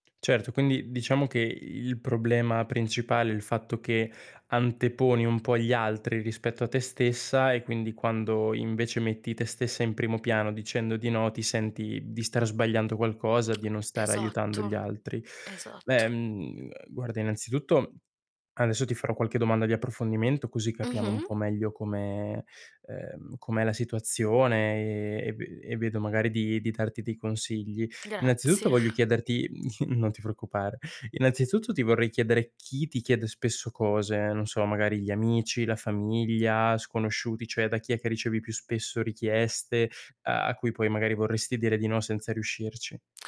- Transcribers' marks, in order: other background noise; tapping; distorted speech; chuckle
- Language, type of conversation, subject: Italian, advice, Come posso dire di no senza sentirmi in colpa?